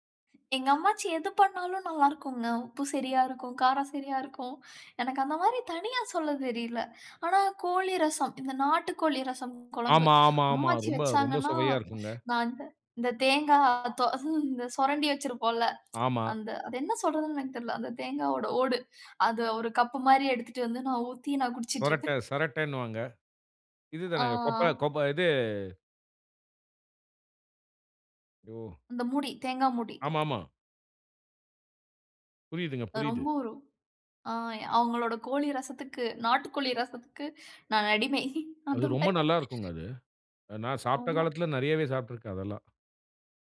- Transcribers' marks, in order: tsk; tapping; laughing while speaking: "அந்த மாரி"
- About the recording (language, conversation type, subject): Tamil, podcast, சிறுவயதில் சாப்பிட்ட உணவுகள் உங்கள் நினைவுகளை எப்படிப் புதுப்பிக்கின்றன?